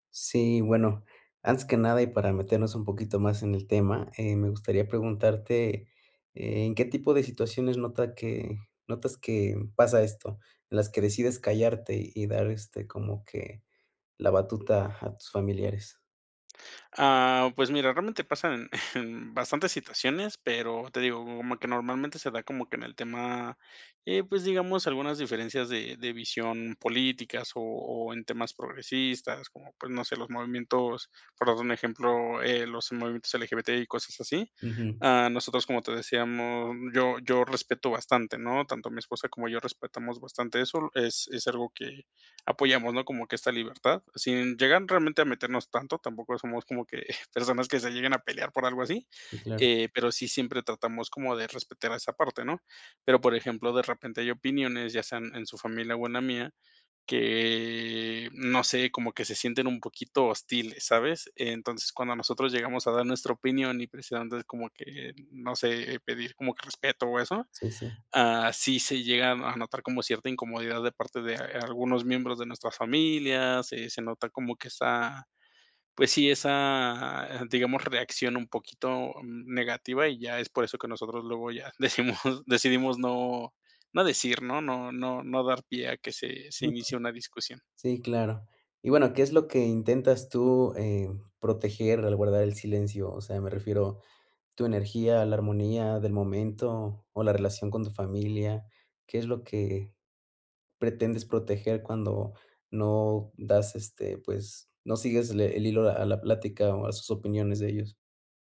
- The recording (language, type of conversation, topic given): Spanish, advice, ¿Cuándo ocultas tus opiniones para evitar conflictos con tu familia o con tus amigos?
- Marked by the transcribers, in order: chuckle; chuckle; drawn out: "que"; drawn out: "esa"; laughing while speaking: "decimos"; other background noise